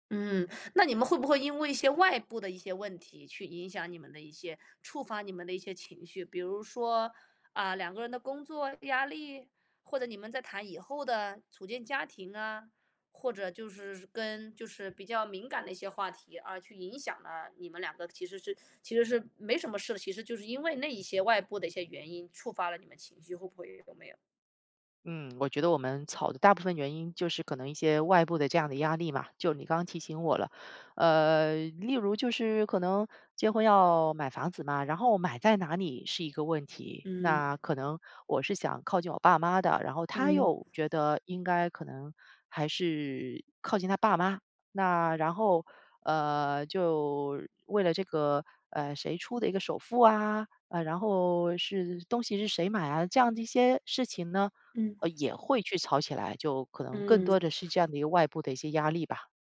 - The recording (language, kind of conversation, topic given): Chinese, advice, 你们为什么会频繁争吵，却又总能和好如初？
- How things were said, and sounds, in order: teeth sucking; other background noise